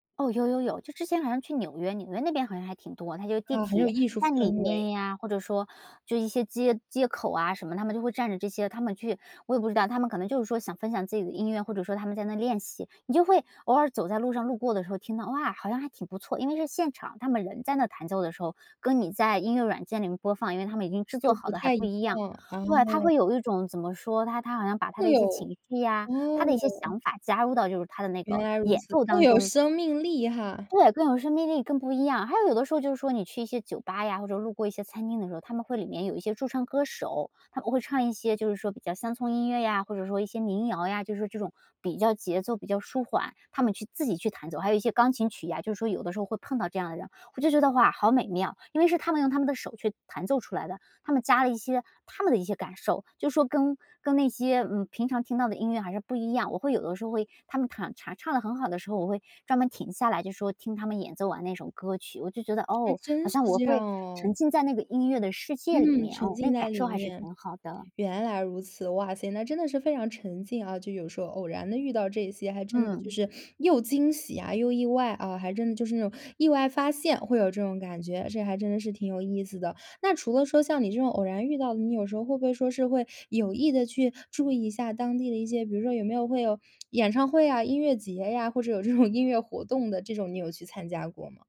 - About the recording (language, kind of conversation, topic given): Chinese, podcast, 搬家或出国后，你的音乐口味有没有发生变化？
- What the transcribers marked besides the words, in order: surprised: "哇"; surprised: "哇，好美妙"; laughing while speaking: "这种"